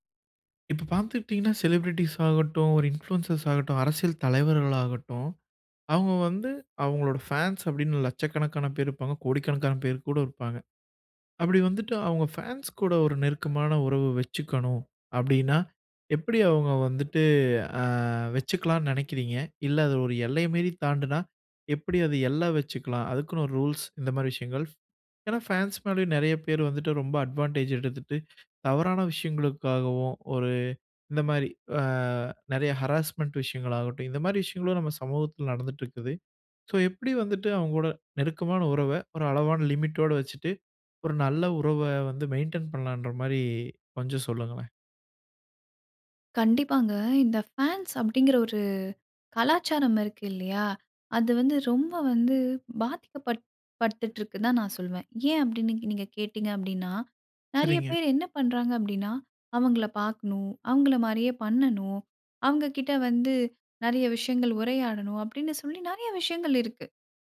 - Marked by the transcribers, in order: in English: "ஷெலிப்ரெட்டீஸ்"; in English: "இன்ஃப்லியன்ஸஸ்"; gasp; in English: "ஹராஸ்மென்ட்"; anticipating: "அவுங்கள பார்க்கணும், அவுங்கள மாரியே பண்ணணும் … நெறைய விஷயங்கள் இருக்கு"
- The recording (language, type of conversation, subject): Tamil, podcast, ரசிகர்களுடன் நெருக்கமான உறவை ஆரோக்கியமாக வைத்திருக்க என்னென்ன வழிமுறைகள் பின்பற்ற வேண்டும்?